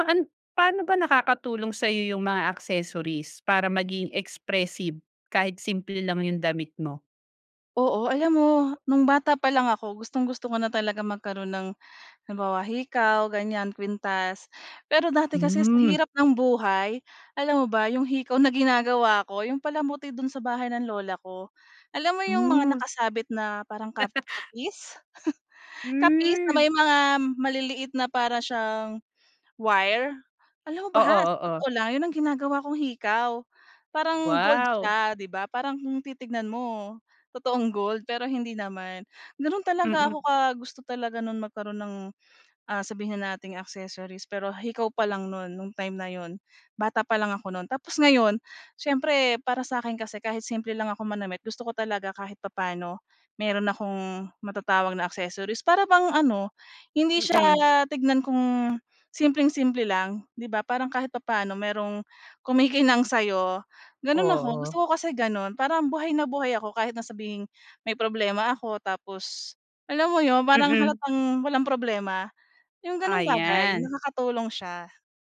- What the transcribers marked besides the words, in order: laughing while speaking: "ginagawa"; tapping; chuckle; other background noise
- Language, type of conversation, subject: Filipino, podcast, Paano nakakatulong ang mga palamuti para maging mas makahulugan ang estilo mo kahit simple lang ang damit?